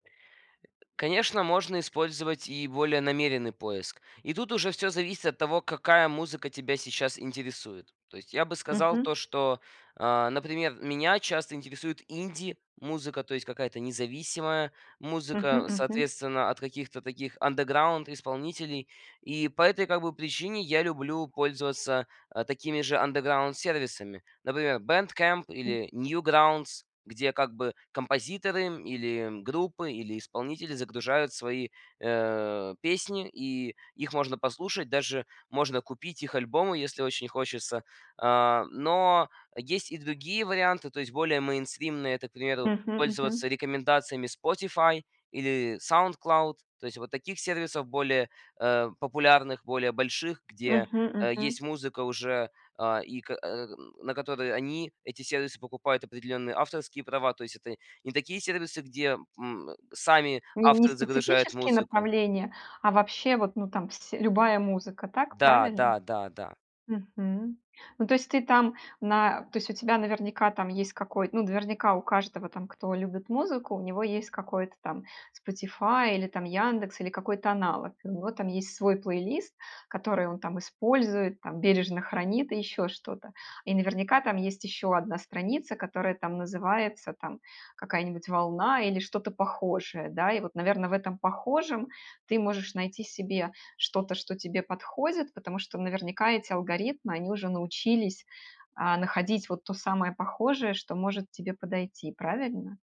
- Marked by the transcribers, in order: other background noise; in English: "underground"; in English: "underground"
- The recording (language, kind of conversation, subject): Russian, podcast, Что бы вы посоветовали тем, кто хочет обновить свой музыкальный вкус?